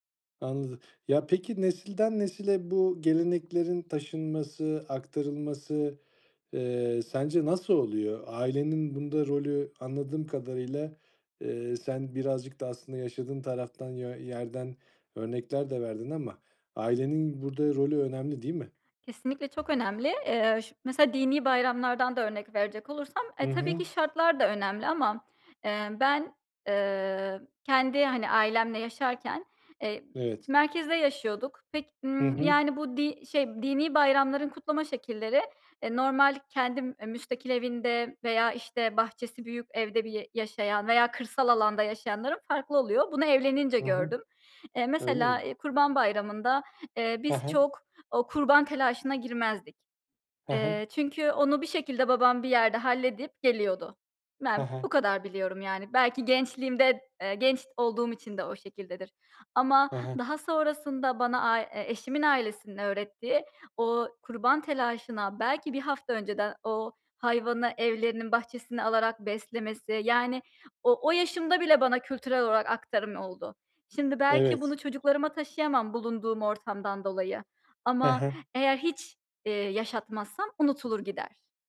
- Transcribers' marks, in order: other background noise; tapping
- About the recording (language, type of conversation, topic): Turkish, podcast, Bayramlarda ya da kutlamalarda seni en çok etkileyen gelenek hangisi?
- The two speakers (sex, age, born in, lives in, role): female, 30-34, Turkey, United States, guest; male, 35-39, Turkey, Austria, host